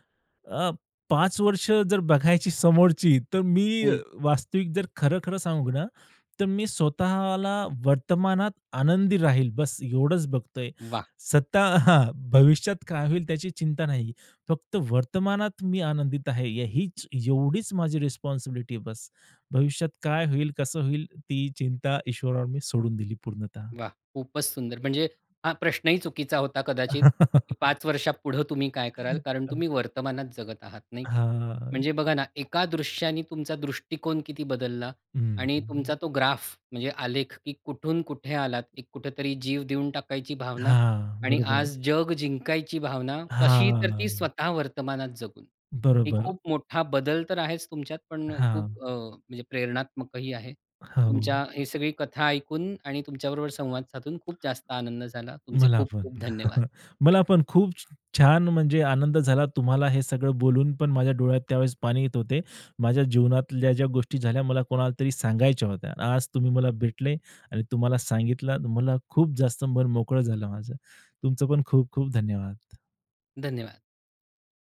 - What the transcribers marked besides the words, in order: laughing while speaking: "सत्ता"; chuckle; in English: "रिस्पॉन्सिबिलिटी"; other background noise; laugh; chuckle; in English: "ग्राफ"; tapping; drawn out: "हां"; chuckle
- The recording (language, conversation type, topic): Marathi, podcast, एखाद्या चित्रपटातील एखाद्या दृश्याने तुमच्यावर कसा ठसा उमटवला?